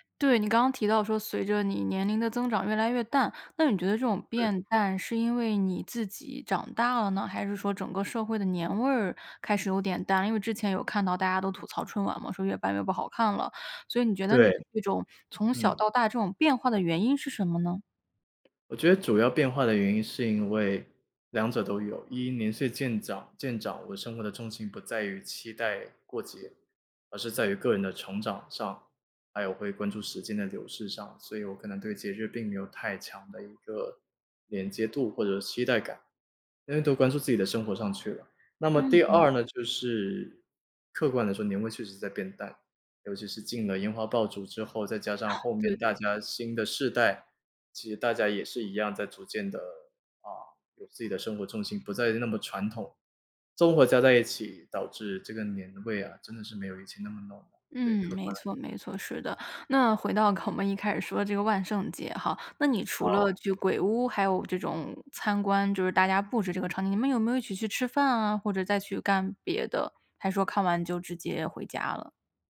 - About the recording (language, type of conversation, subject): Chinese, podcast, 有没有哪次当地节庆让你特别印象深刻？
- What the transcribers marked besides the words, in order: chuckle; chuckle